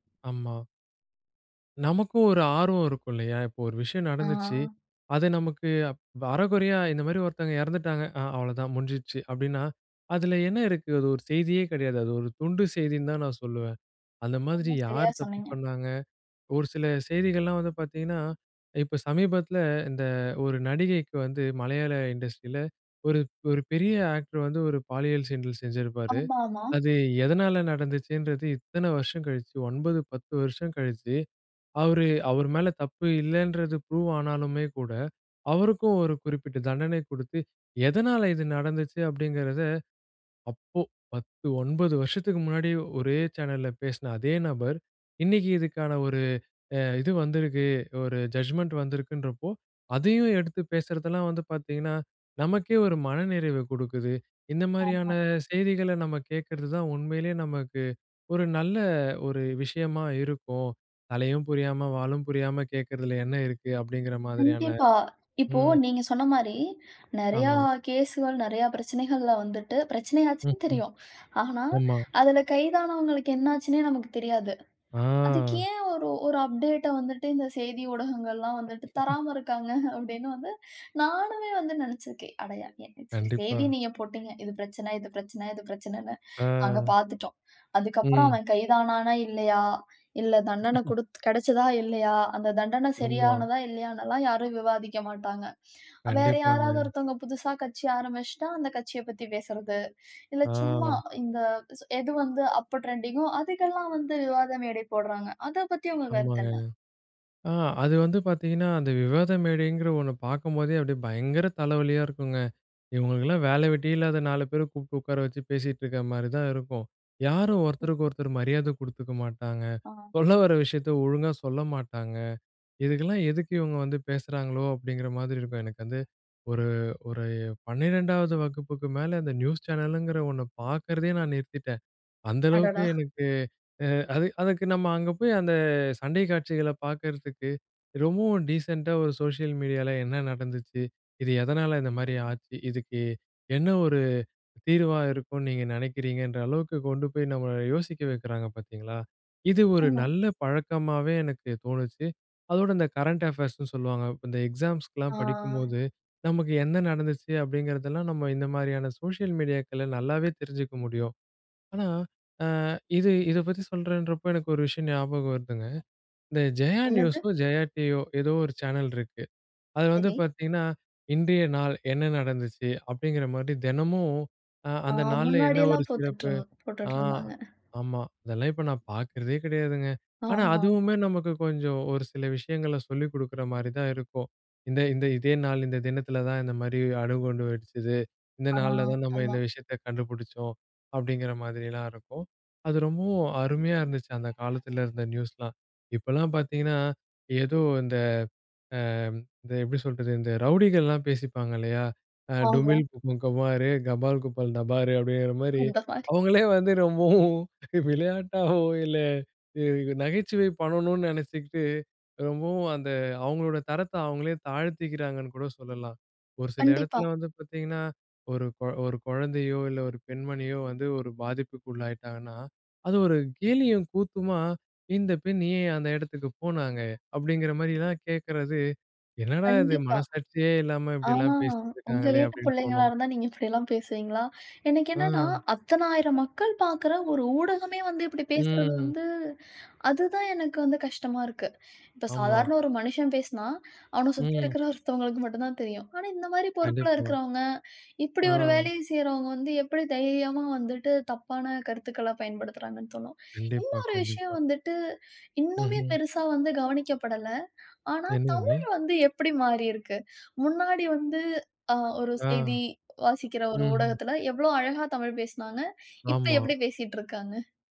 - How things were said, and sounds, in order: drawn out: "ஆ"; in English: "இண்டஸ்ட்ரில"; in English: "ஜட்ஜ்மெண்ட்"; in English: "அப்டேட்ட"; drawn out: "ஆ"; chuckle; chuckle; in English: "ட்ரெண்டிங்கோ"; other noise; in English: "டீசென்ட்டா"; in English: "சோசியல் மீடியால"; in English: "கரண்ட் அஃபேர்ஸ்னு"; drawn out: "ஆ"; in English: "சோஷியல் மீடியாக்கள்ல"; laughing while speaking: "அவுங்களே வந்து ரொம்பவும் விளையாட்டாவோ! இல்ல நகைச்சுவை பண்ணணும்னு நினைச்சுகிட்டு ரொம்பவும்"; put-on voice: "இந்த பெண் ஏன் அந்த இடத்துக்கு போனாங்க"
- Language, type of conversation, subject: Tamil, podcast, சமூக ஊடகம் நம்பிக்கையை உருவாக்க உதவுமா, அல்லது அதை சிதைக்குமா?